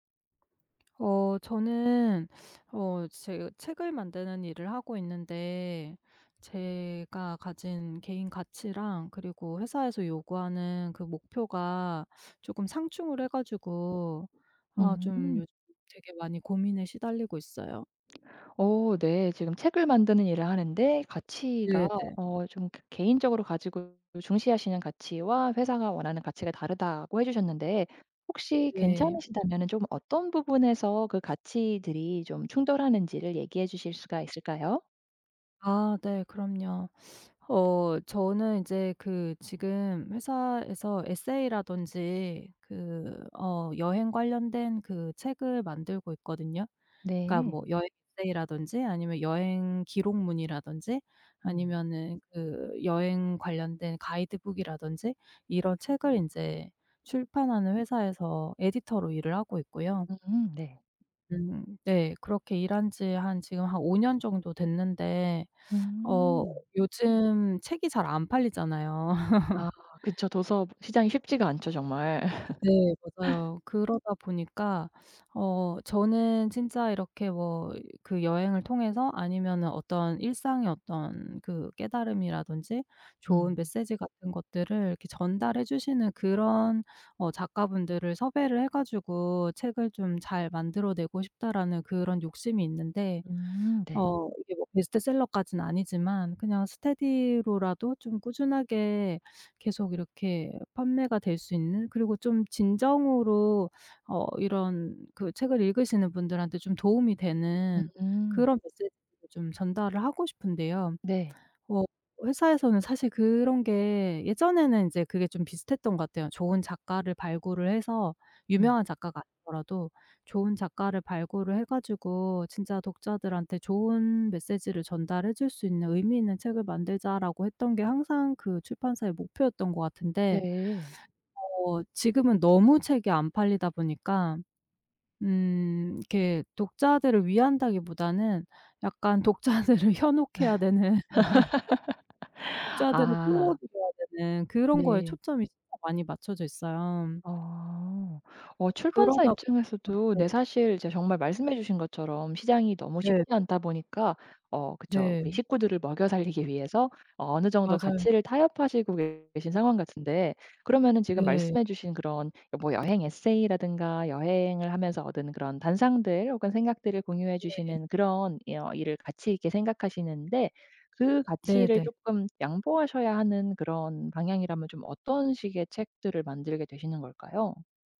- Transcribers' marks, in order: tapping; teeth sucking; other background noise; in English: "에디터로"; laugh; laugh; laughing while speaking: "독자들을"; laugh; laughing while speaking: "되는"; laugh
- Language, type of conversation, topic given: Korean, advice, 개인 가치와 직업 목표가 충돌할 때 어떻게 해결할 수 있을까요?